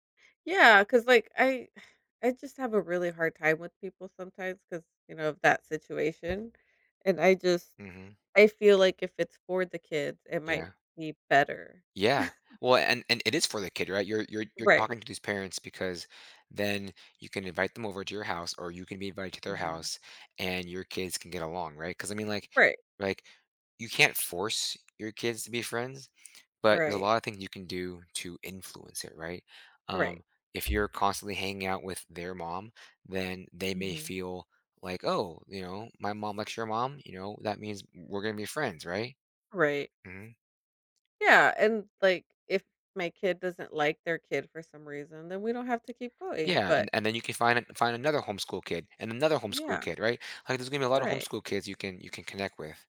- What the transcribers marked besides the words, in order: sigh; other background noise; chuckle; tapping
- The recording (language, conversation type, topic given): English, advice, How can I rebuild trust with someone close to me?
- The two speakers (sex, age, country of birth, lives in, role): female, 35-39, United States, United States, user; male, 30-34, United States, United States, advisor